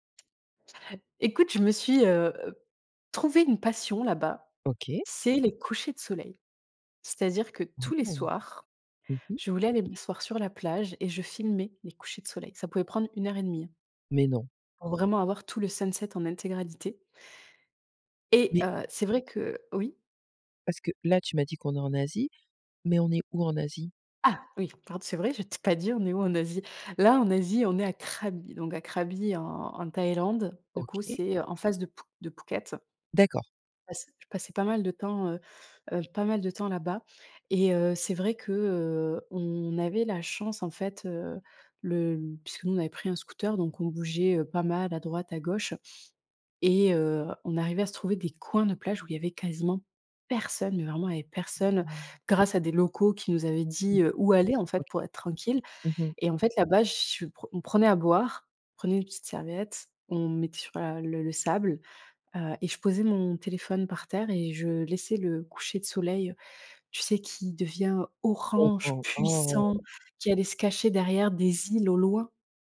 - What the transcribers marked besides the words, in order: tapping; in English: "sunset"; stressed: "personne"
- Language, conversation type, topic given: French, podcast, Quel paysage t’a coupé le souffle en voyage ?